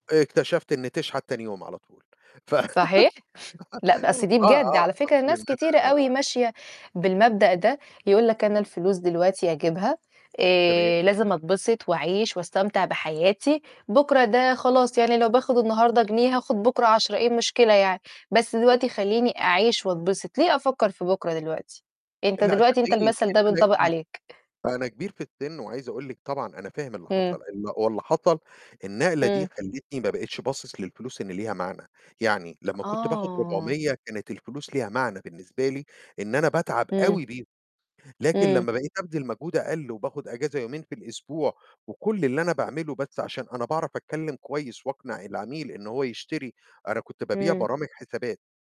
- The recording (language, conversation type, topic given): Arabic, unstructured, إيه أهمية إن يبقى عندنا صندوق طوارئ مالي؟
- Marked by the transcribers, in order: chuckle; laugh; distorted speech; unintelligible speech; drawn out: "آه"